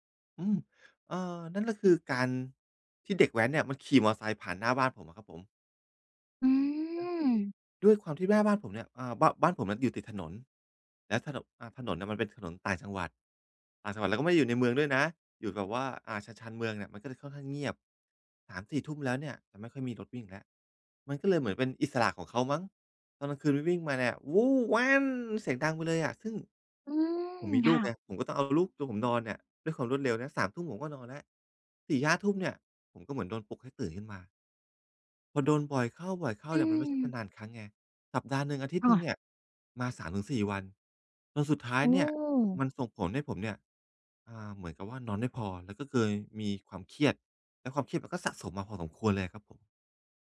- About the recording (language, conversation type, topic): Thai, advice, พักผ่อนอยู่บ้านแต่ยังรู้สึกเครียด ควรทำอย่างไรให้ผ่อนคลายได้บ้าง?
- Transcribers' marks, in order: other noise; tapping; other background noise